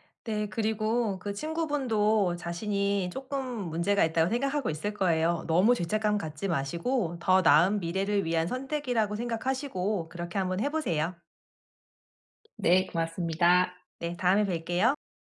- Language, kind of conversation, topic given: Korean, advice, 친구들과 건강한 경계를 정하고 이를 어떻게 의사소통할 수 있을까요?
- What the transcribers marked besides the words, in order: other background noise